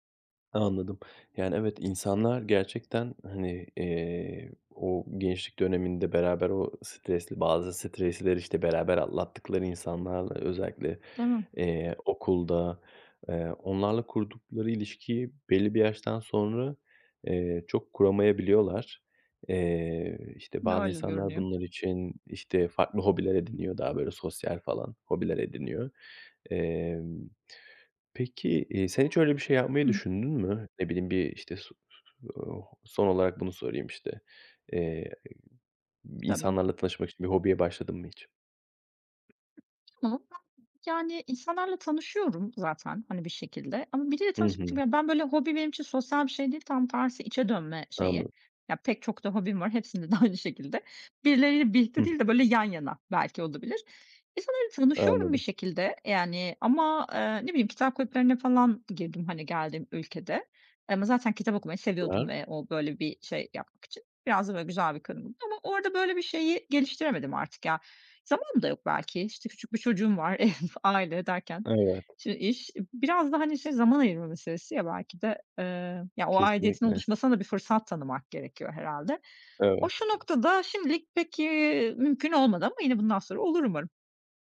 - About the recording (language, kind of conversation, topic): Turkish, podcast, İnsanların kendilerini ait hissetmesini sence ne sağlar?
- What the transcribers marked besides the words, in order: tapping; "atlattıkları" said as "allattıkları"; unintelligible speech; other background noise; unintelligible speech; laughing while speaking: "aynı"; unintelligible speech; laughing while speaking: "Ev"